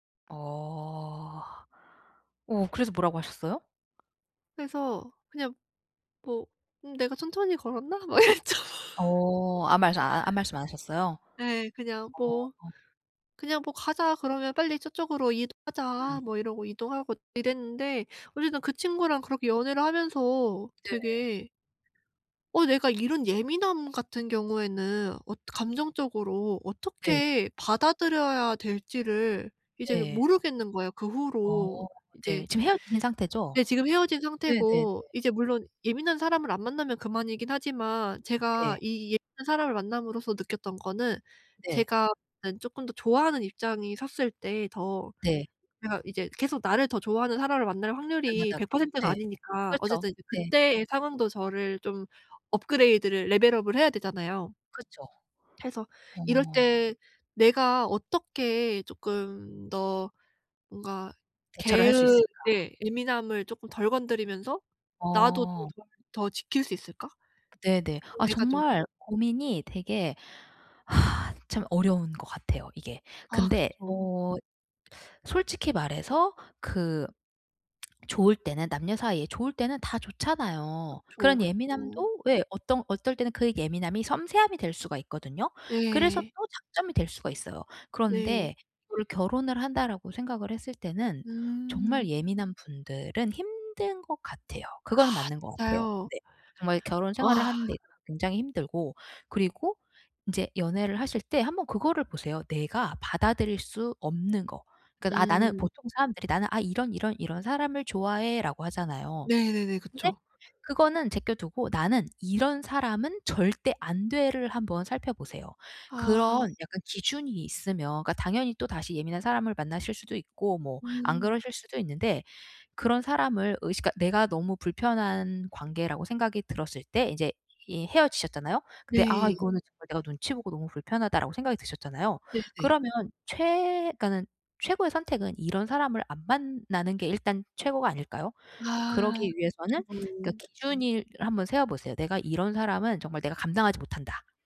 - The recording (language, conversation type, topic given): Korean, advice, 전 애인과 헤어진 뒤 감정적 경계를 세우며 건강한 관계를 어떻게 시작할 수 있을까요?
- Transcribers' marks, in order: tapping; laughing while speaking: "이랬죠"; other background noise; in English: "레벨 업을"; sigh; "기준을" said as "기준일"